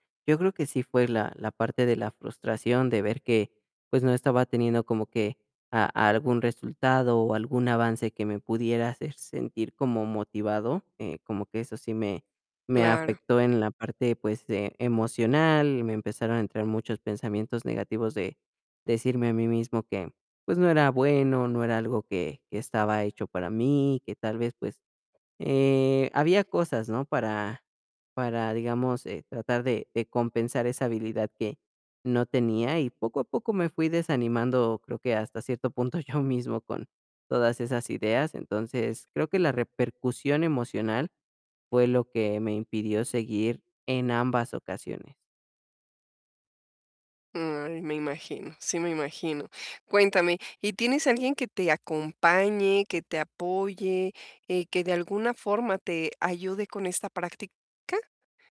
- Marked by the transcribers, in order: laughing while speaking: "yo mismo"; distorted speech
- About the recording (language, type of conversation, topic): Spanish, advice, ¿Cómo puedo recuperar la motivación después de varios intentos frustrados?